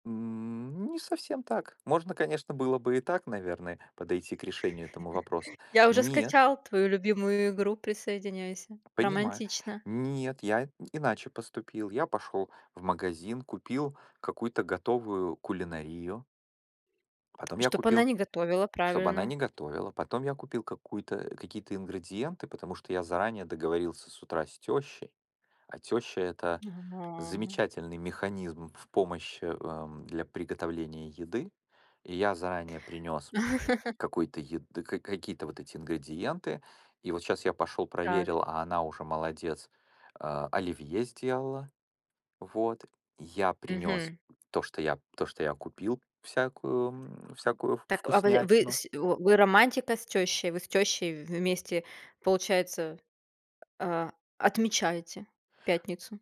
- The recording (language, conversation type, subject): Russian, unstructured, Как сохранить романтику в долгих отношениях?
- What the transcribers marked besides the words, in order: drawn out: "М"; other background noise; chuckle; tapping; chuckle